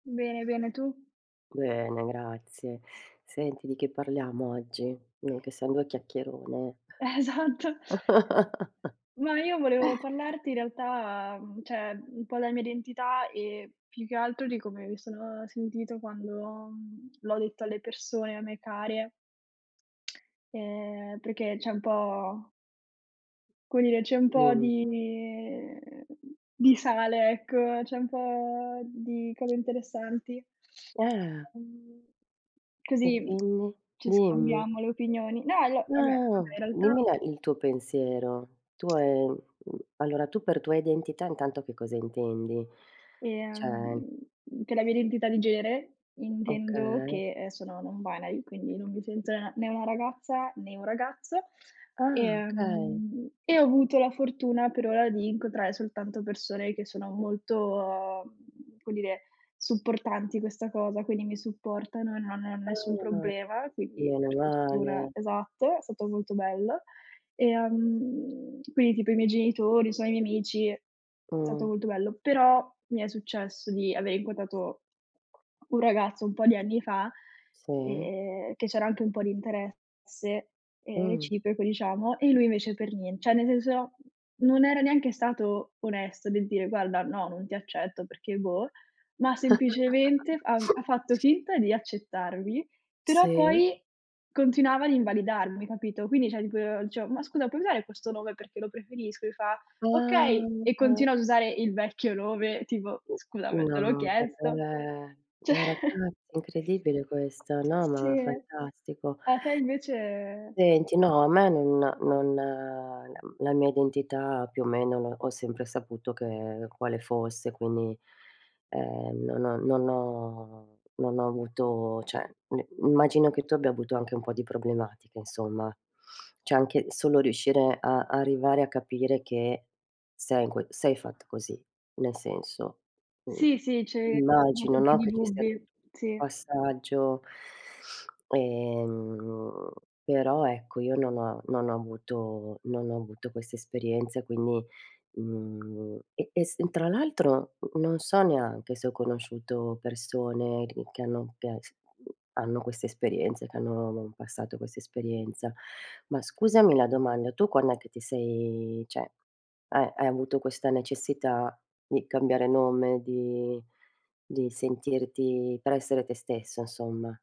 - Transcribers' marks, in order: laughing while speaking: "Esatto"; chuckle; "cioè" said as "ceh"; tsk; other background noise; tapping; "Cioè" said as "ceh"; "cioè" said as "ceh"; chuckle; "cioè" said as "ceh"; unintelligible speech; "cioè" said as "ceh"; chuckle; "cioè" said as "ceh"; sniff; "Cioè" said as "ceh"; "cioè" said as "ceh"
- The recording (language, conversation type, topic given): Italian, unstructured, Ti è mai capitato di sentirti tradito da chi non accetta la tua identità?